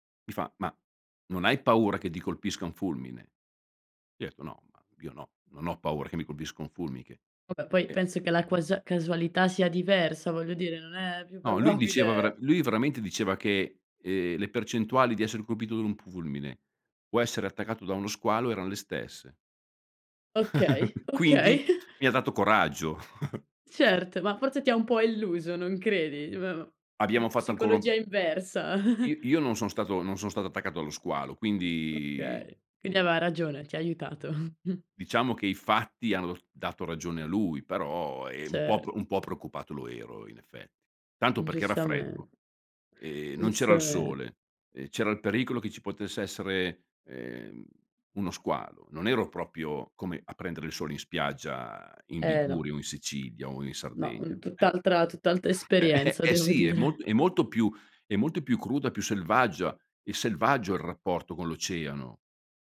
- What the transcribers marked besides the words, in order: "fulmine" said as "fulmiche"; laughing while speaking: "probabile"; "fulmine" said as "pulmine"; chuckle; laughing while speaking: "okay"; chuckle; chuckle; "aveva" said as "avea"; chuckle; tapping; other background noise; chuckle
- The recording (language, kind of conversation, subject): Italian, podcast, Che impressione ti fanno gli oceani quando li vedi?